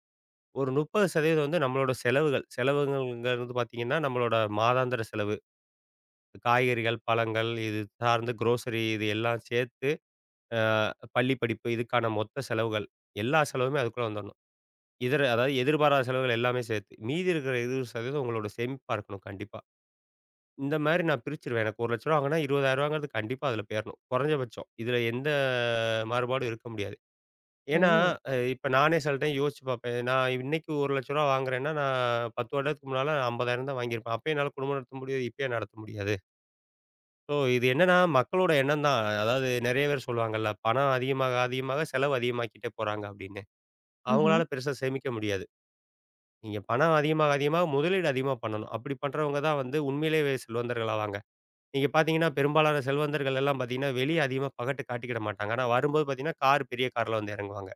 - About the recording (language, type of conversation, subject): Tamil, podcast, பணத்தை இன்றே செலவிடலாமா, சேமிக்கலாமா என்று நீங்கள் எப்படி முடிவு செய்கிறீர்கள்?
- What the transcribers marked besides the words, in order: in English: "குரோசரி"; "போயிரணும்" said as "பேய்ரணும்"; drawn out: "எந்த"; "காட்டிக்க" said as "காட்டிக்கிட"